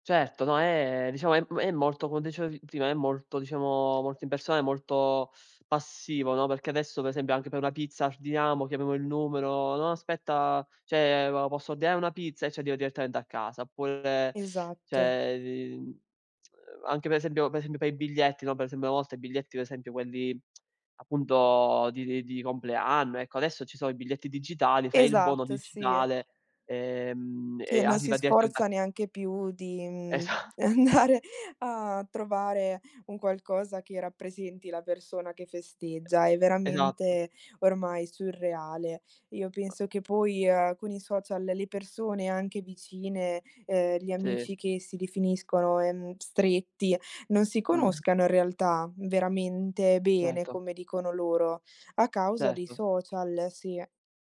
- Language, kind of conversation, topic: Italian, unstructured, Come pensi che la tecnologia abbia cambiato la comunicazione nel tempo?
- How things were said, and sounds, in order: tapping; teeth sucking; "ordiniamo" said as "ardiniamo"; "cioè" said as "ceh"; sniff; "cioè" said as "ceh"; other background noise; lip smack; lip smack; background speech; laughing while speaking: "Esatto"; unintelligible speech